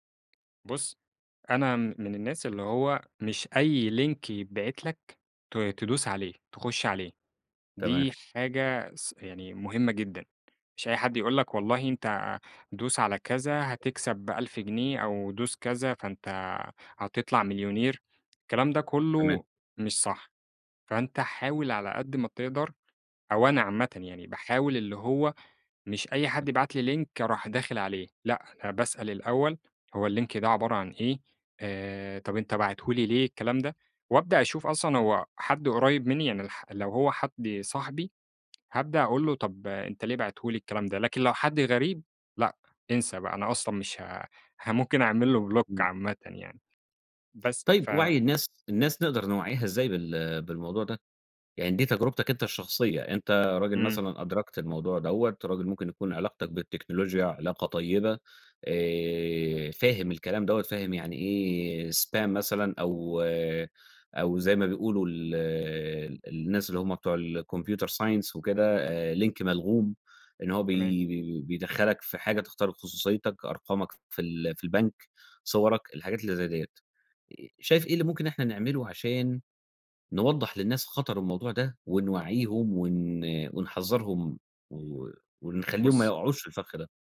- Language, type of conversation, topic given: Arabic, podcast, إزاي بتحافظ على خصوصيتك على السوشيال ميديا؟
- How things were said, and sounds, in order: tapping; in English: "لينك"; in English: "لينك"; in English: "اللينك"; in English: "بلوك"; in English: "spam"; in English: "الComputer Science"; in English: "لينك"